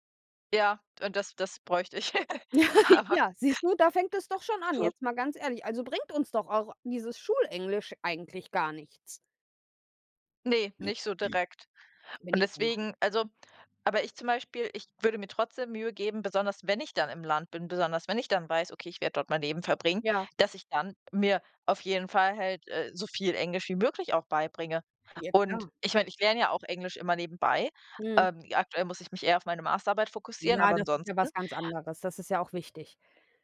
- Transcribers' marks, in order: laugh; chuckle; laughing while speaking: "aber"; throat clearing; unintelligible speech
- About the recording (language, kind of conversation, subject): German, unstructured, Wie wird Integration in der Gesellschaft heute erlebt?